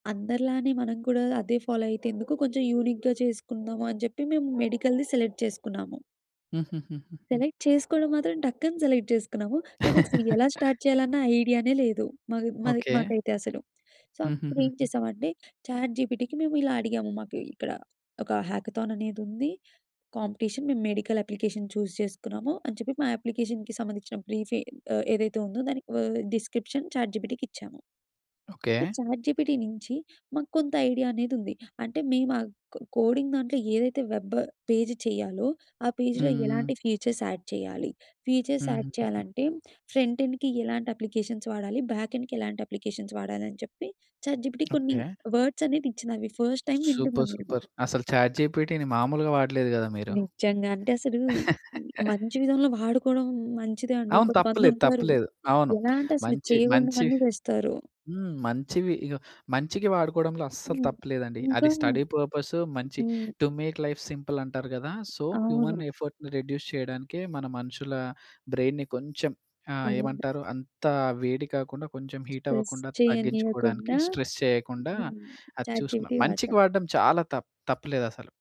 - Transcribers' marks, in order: in English: "ఫాలో"; dog barking; in English: "యూనిక్‌గా"; in English: "మెడికల్‌ది సెలెక్ట్"; in English: "సెలెక్ట్"; in English: "సెలెక్ట్"; laugh; in English: "స్టార్ట్"; in English: "సో"; in English: "చాట్‌జీపీటీ‌కి"; in English: "కాంపిటీషన్"; in English: "మెడికల్ అప్లికేషన్ చూజ్"; in English: "అప్లికేషన్‌కి"; in English: "బ్రీఫె"; in English: "డిస్క్రిప్షన్ చాట్‌జీపీటీ‌కి"; in English: "చాట్‌జీపీటీ"; in English: "కో కోడింగ్"; in English: "వెబ్, పేజ్"; in English: "పేజ్‌లో"; in English: "ఫీచర్స్ యాడ్"; in English: "ఫీచర్స్ యాడ్"; in English: "ఫ్రంట్ ఎండ్‌కి"; in English: "అప్లికేషన్స్"; in English: "బ్యాక్ ఎండ్‌కి"; in English: "అప్లికేషన్స్"; in English: "చాట్‌జీపీటీ"; in English: "వర్డ్స్"; in English: "ఫస్ట్ టైమ్"; in English: "సూపర్, సూపర్"; in English: "చాట్‌జీపీటీ‌ని"; tapping; other background noise; laugh; other noise; in English: "స్టడీ"; in English: "టు మేక్ లైఫ్ సింపుల్"; in English: "సో, హ్యూమన్ ఎఫర్ట్‌ని రెడ్యూస్"; in English: "బ్రెయిన్‌ని"; in English: "హీట్"; in English: "స్ట్రెస్"; in English: "స్ట్రెస్"; in English: "చాట్‌జీపీటీ"
- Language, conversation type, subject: Telugu, podcast, మెంటర్ దగ్గర సలహా కోరే ముందు ఏమేమి సిద్ధం చేసుకోవాలి?